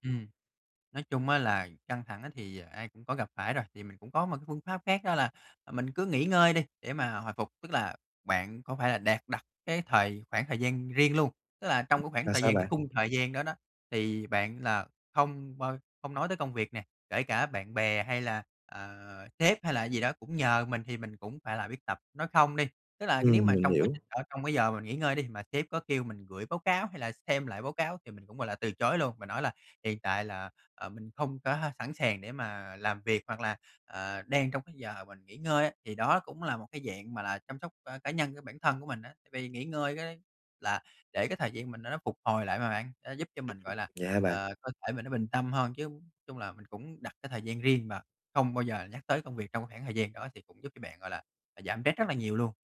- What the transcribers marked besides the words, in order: tapping; unintelligible speech; "stress" said as "trét"
- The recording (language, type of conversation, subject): Vietnamese, advice, Làm sao bạn có thể giảm căng thẳng hằng ngày bằng thói quen chăm sóc bản thân?